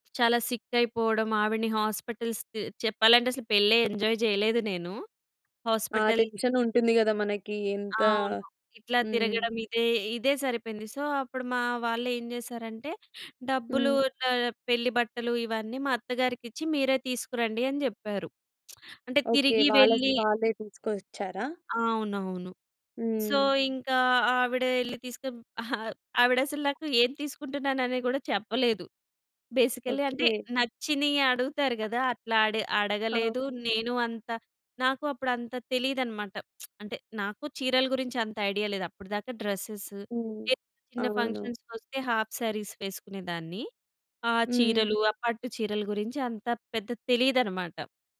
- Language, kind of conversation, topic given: Telugu, podcast, వివాహ వేడుకల కోసం మీరు ఎలా సిద్ధమవుతారు?
- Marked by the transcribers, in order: other noise; in English: "హాస్పిటల్స్"; in English: "ఎంజాయ్"; in English: "హాస్పిటల్స్"; in English: "సో"; lip smack; in English: "సో"; chuckle; tapping; other background noise; in English: "బేసికల్లి"; lip smack; in English: "డ్రెసెస్"; in English: "హాఫ్ సరీస్"